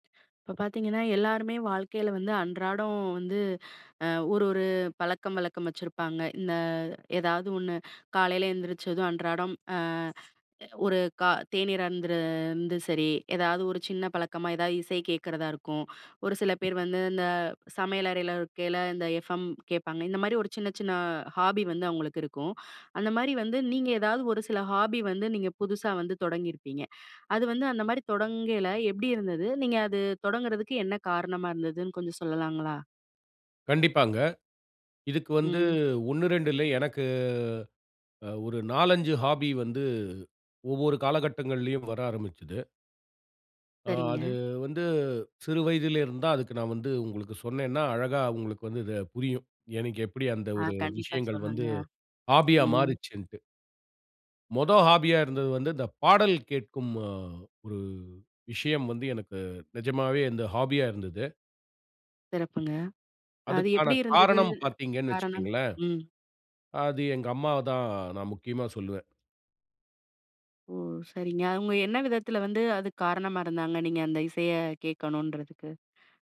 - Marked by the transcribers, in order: other background noise; tapping; in English: "ஹாபி"; in English: "ஹாபி"; drawn out: "எனக்கு"; in English: "ஹாபி"; in English: "ஹாபியா"; in English: "ஹாபியா"; in English: "ஹாபியா"; other noise
- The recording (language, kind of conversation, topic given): Tamil, podcast, ஒரு பொழுதுபோக்கை நீங்கள் எப்படி தொடங்கினீர்கள்?